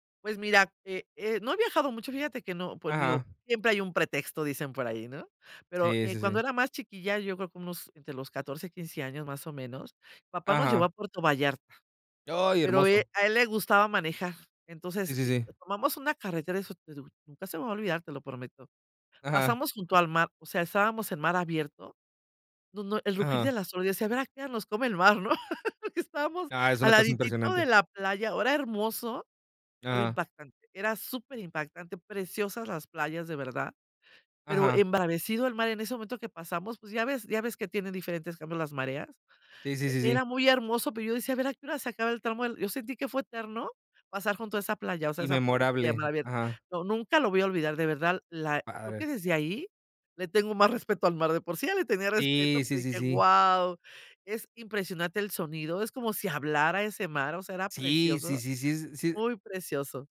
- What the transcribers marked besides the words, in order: unintelligible speech; laugh
- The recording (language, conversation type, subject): Spanish, podcast, ¿Qué es lo que más te atrae de salir a la naturaleza y por qué?